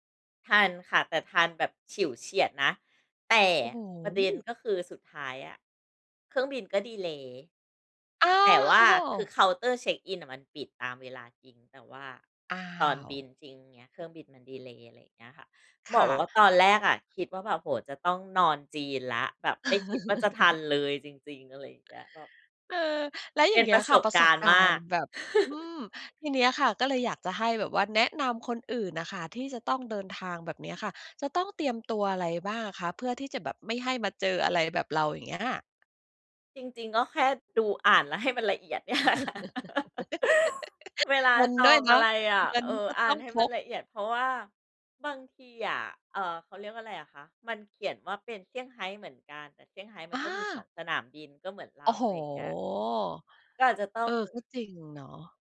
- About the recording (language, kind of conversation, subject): Thai, podcast, เวลาเจอปัญหาระหว่างเดินทาง คุณรับมือยังไง?
- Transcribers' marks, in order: stressed: "แต่"; chuckle; chuckle; other background noise; laugh; laughing while speaking: "แหละค่ะ"; laugh; drawn out: "โอ้โฮ"